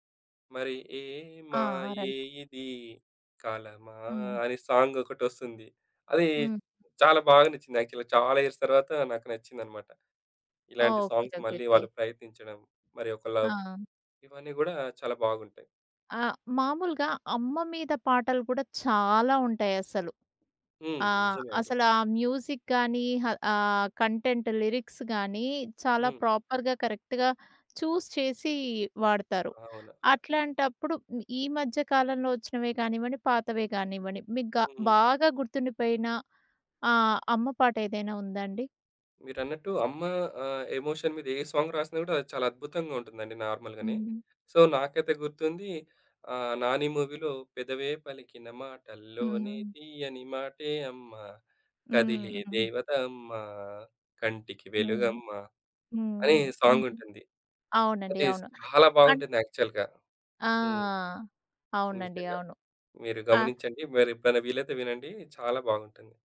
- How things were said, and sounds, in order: singing: "మరి ఏ మాయే ఇది కాలమా"; in English: "రైట్"; tapping; in English: "సాంగ్"; in English: "యాక్చువల్‌గా"; in English: "ఇయర్స్"; in English: "సాంగ్స్"; in English: "లవ్"; in English: "మ్యూజిక్"; in English: "కంటెంట్ లిరిక్స్"; in English: "ప్రాపర్‌గా, కరెక్ట్‌గా చూజ్"; other background noise; in English: "ఎమోషన్"; in English: "సాంగ్"; in English: "నార్మల్‌గానే. సో"; in English: "మూవీలో"; singing: "పెదవే పలికిన మాటల్లోనే తీయని మాటే అమ్మ. కదిలే దేవతమ్మా కంటికి వెలుగమ్మ"; in English: "యాక్చువల్‌గా"
- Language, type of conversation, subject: Telugu, podcast, సంగీతానికి మీ తొలి జ్ఞాపకం ఏమిటి?